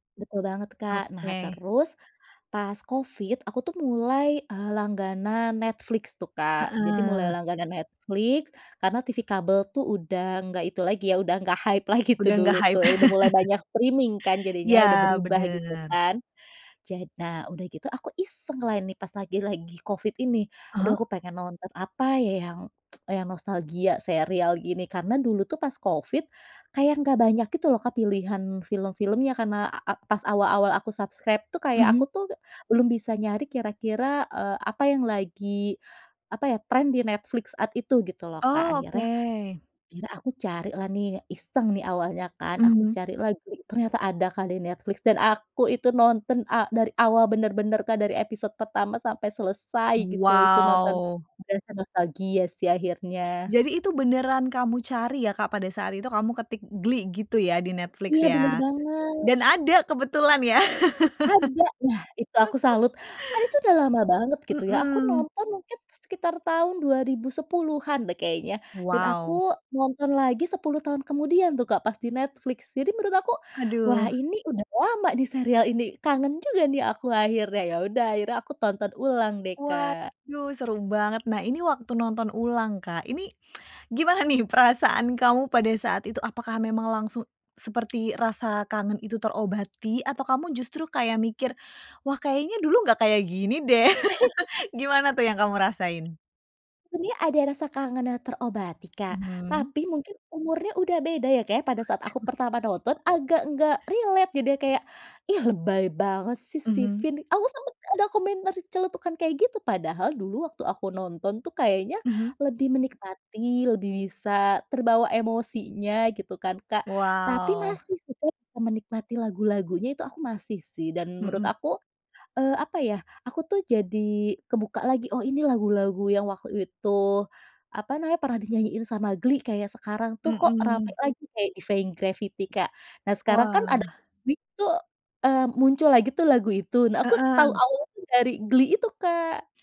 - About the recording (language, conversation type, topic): Indonesian, podcast, Bagaimana pengalaman kamu menemukan kembali serial televisi lama di layanan streaming?
- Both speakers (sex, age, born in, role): female, 30-34, Indonesia, host; female, 35-39, Indonesia, guest
- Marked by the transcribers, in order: in English: "hype"; in English: "hype"; chuckle; in English: "streaming"; tsk; in English: "subscribe"; laugh; chuckle; other background noise; in English: "relate"; unintelligible speech